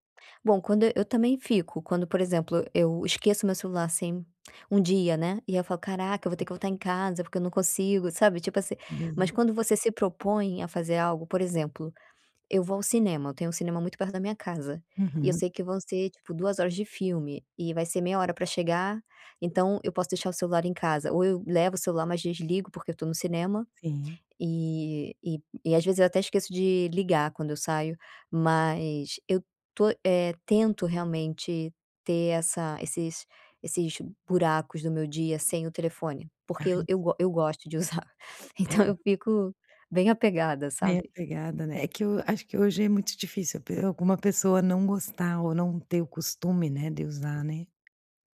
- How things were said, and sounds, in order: other background noise; laughing while speaking: "eu gosto de usar. Então"; tapping
- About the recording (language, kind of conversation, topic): Portuguese, podcast, Como você faz detox digital quando precisa descansar?